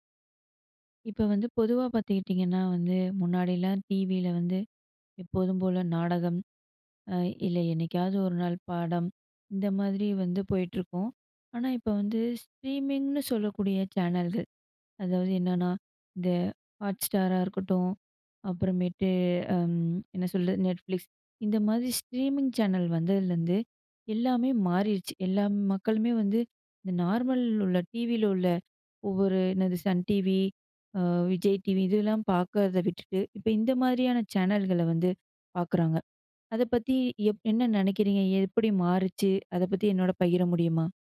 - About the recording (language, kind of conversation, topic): Tamil, podcast, ஸ்ட்ரீமிங் சேவைகள் தொலைக்காட்சியை எப்படி மாற்றியுள்ளன?
- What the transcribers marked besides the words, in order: in English: "ஸ்ட்ரீமிங்னு"; in English: "ஸ்ட்ரீமிங்னு"